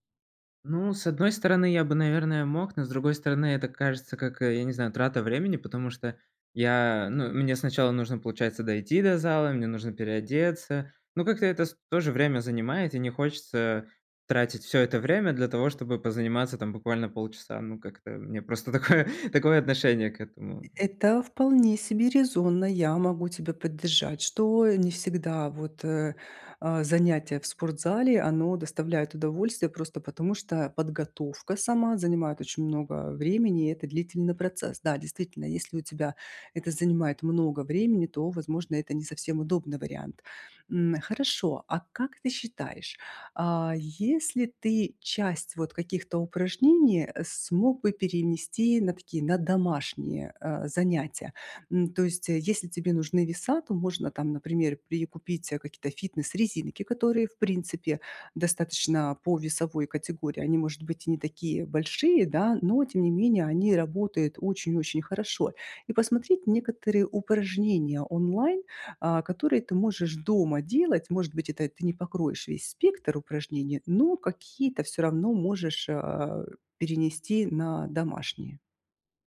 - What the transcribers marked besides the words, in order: laughing while speaking: "просто такое"; other noise
- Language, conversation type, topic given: Russian, advice, Как сохранить привычку заниматься спортом при частых изменениях расписания?